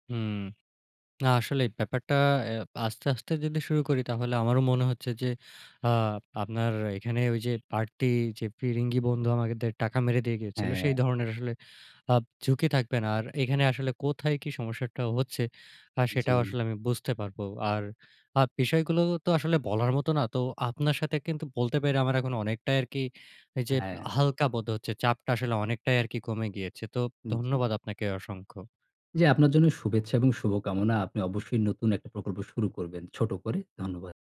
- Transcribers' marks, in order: none
- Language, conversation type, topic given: Bengali, advice, আপনি বড় প্রকল্প বারবার টালতে টালতে কীভাবে শেষ পর্যন্ত অনুপ্রেরণা হারিয়ে ফেলেন?